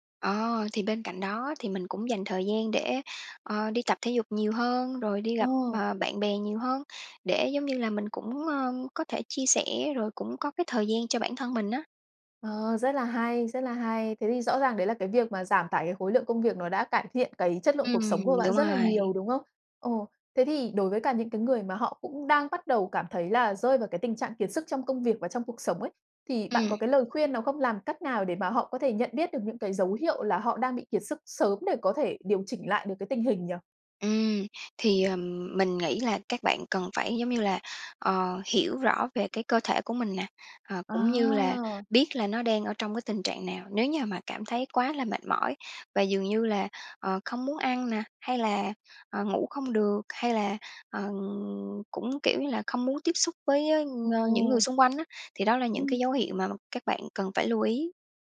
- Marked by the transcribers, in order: tapping
- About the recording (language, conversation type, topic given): Vietnamese, podcast, Bạn nhận ra mình sắp kiệt sức vì công việc sớm nhất bằng cách nào?